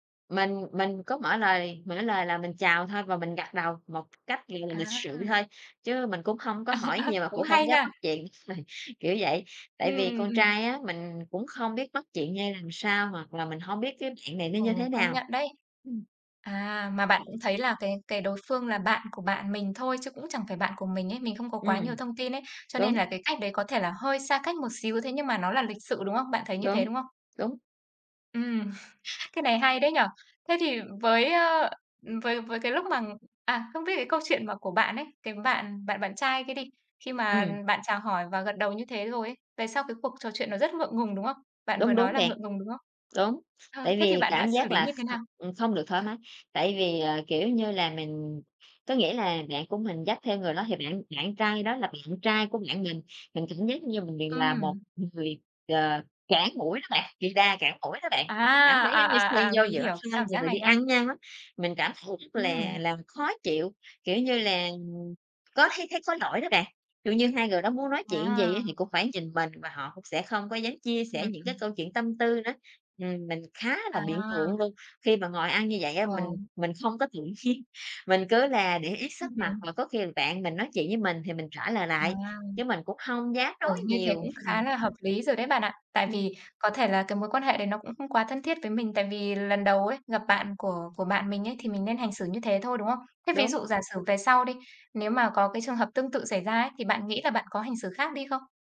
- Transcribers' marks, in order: tapping; laugh; laughing while speaking: "ời"; laugh; other background noise; laughing while speaking: "tự nhiên"
- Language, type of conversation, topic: Vietnamese, podcast, Bạn bắt chuyện với người mới quen như thế nào?